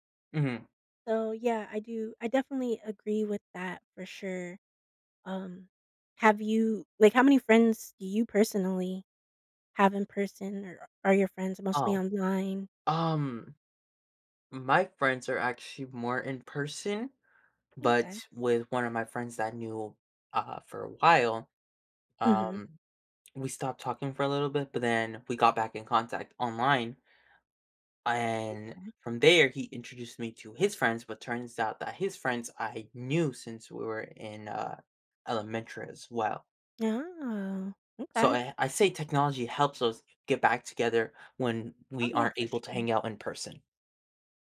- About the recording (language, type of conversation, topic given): English, unstructured, How have smartphones changed the way we communicate?
- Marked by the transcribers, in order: other background noise; tapping; "elementary" said as "elementra"; singing: "Oh"